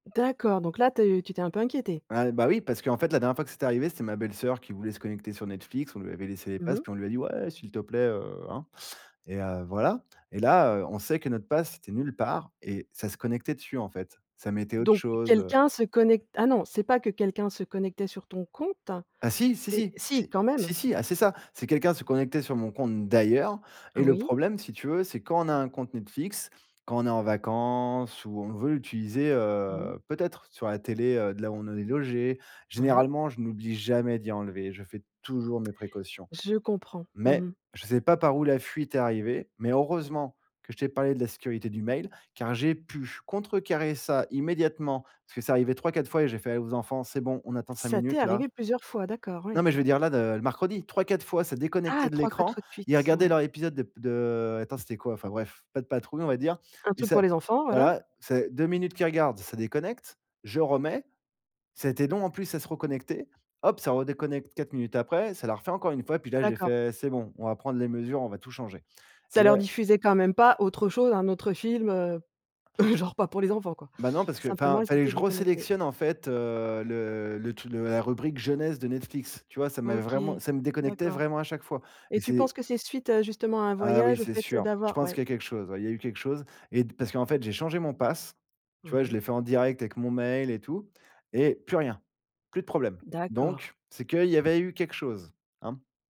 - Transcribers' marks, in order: stressed: "d'ailleurs"; laughing while speaking: "genre"; other background noise; tapping
- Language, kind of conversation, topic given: French, podcast, Tu fais quoi pour protéger ta vie privée sur Internet ?